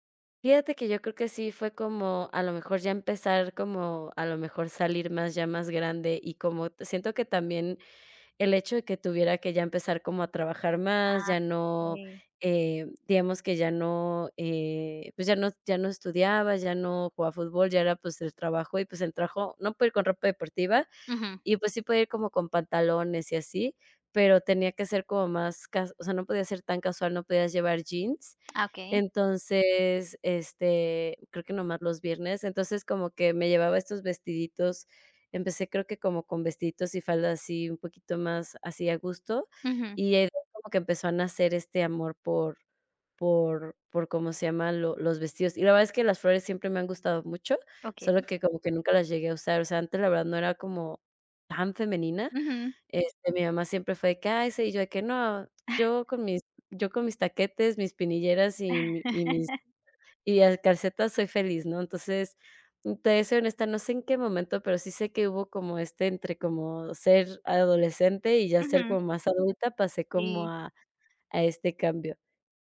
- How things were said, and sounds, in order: chuckle; laugh
- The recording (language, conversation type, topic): Spanish, podcast, ¿Cómo describirías tu estilo personal?